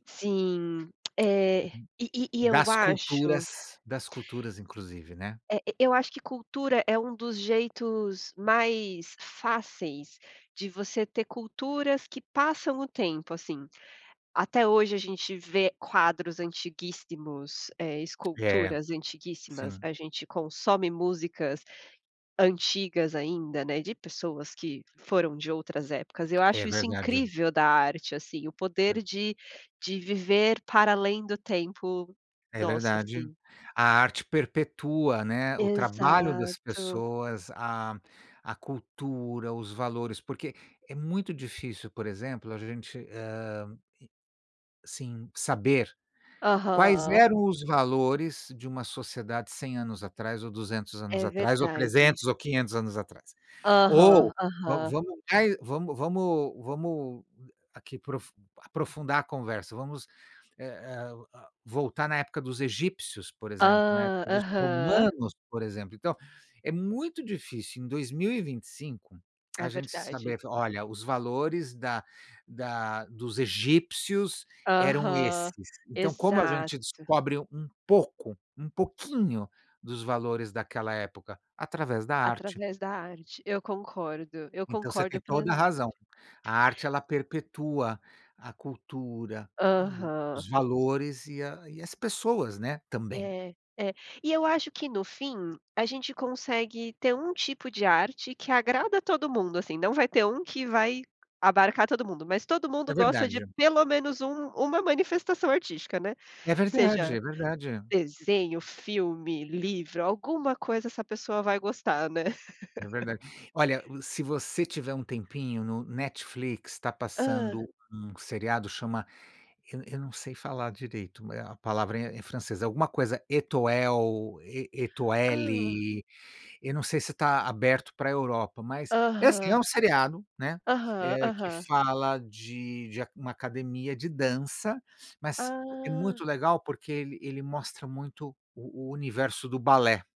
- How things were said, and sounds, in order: tapping; other noise; laugh
- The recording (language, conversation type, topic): Portuguese, unstructured, Você acha que a arte pode mudar a forma de pensar das pessoas?